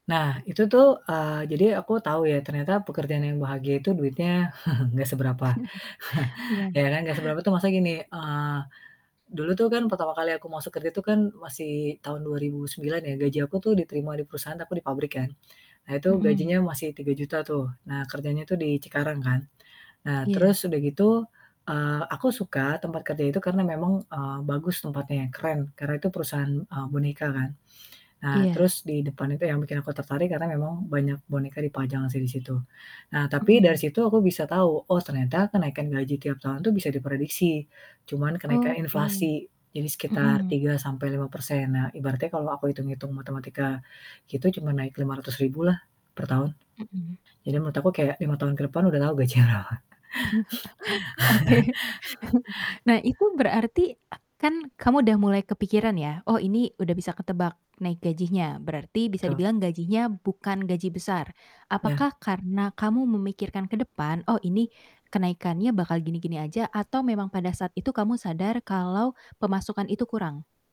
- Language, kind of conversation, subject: Indonesian, podcast, Bagaimana kamu menyeimbangkan gaji dengan kepuasan kerja?
- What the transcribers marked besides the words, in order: static; chuckle; tapping; chuckle; laughing while speaking: "Oke"; chuckle; laughing while speaking: "gaji berapa"; laugh